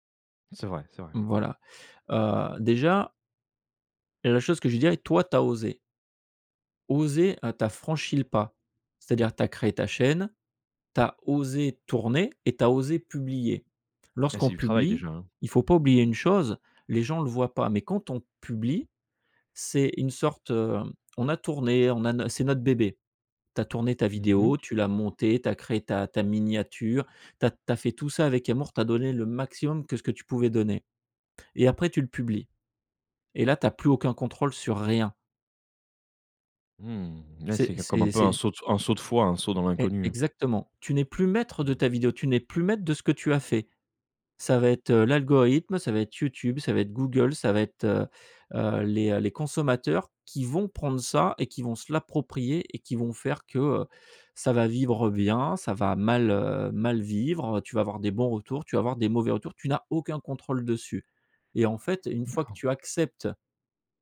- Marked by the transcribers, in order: other background noise
- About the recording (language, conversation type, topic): French, podcast, Comment rester authentique lorsque vous exposez votre travail ?